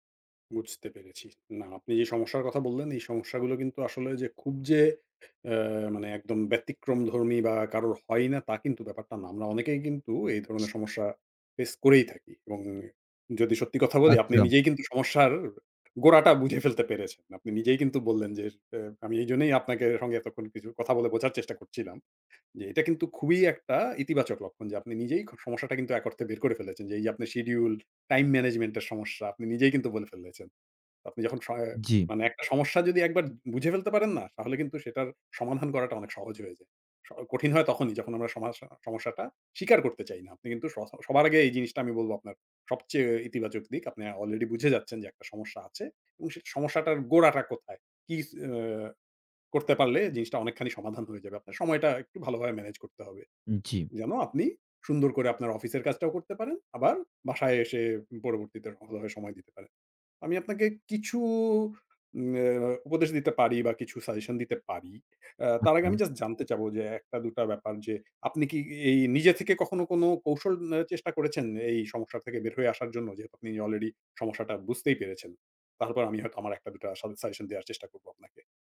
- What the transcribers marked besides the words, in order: in English: "ম্যানেজমেন্ট"
- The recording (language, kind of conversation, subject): Bengali, advice, কাজের সময় ঘন ঘন বিঘ্ন হলে মনোযোগ ধরে রাখার জন্য আমি কী করতে পারি?